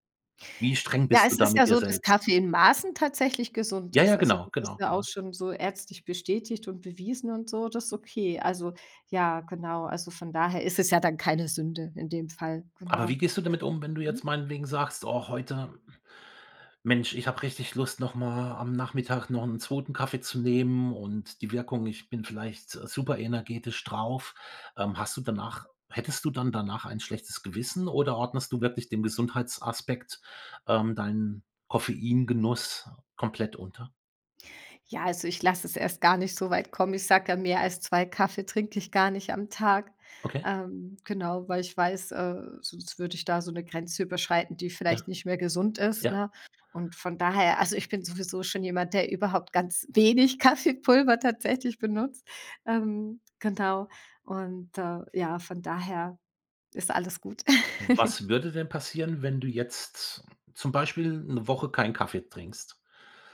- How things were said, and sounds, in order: other background noise; joyful: "der überhaupt ganz wenig Kaffeepulver tatsächlich benutzt"; laugh
- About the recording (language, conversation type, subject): German, podcast, Welche Rolle spielt Koffein für deine Energie?